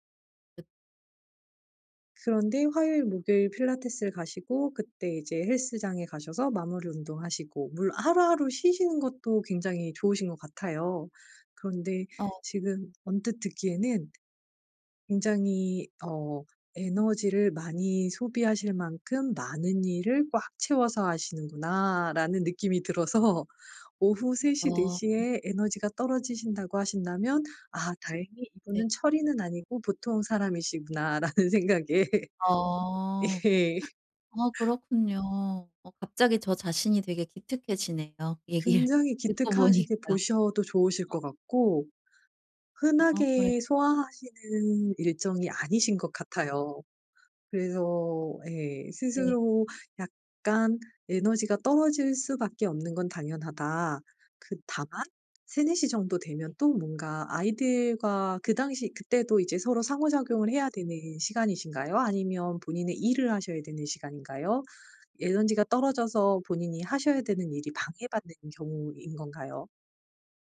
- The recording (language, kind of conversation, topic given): Korean, advice, 오후에 갑자기 에너지가 떨어질 때 낮잠이 도움이 될까요?
- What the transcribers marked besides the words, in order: tapping; laughing while speaking: "들어서"; gasp; laughing while speaking: "라는 생각에 예"; laughing while speaking: "얘기를 듣고 보니까"; other background noise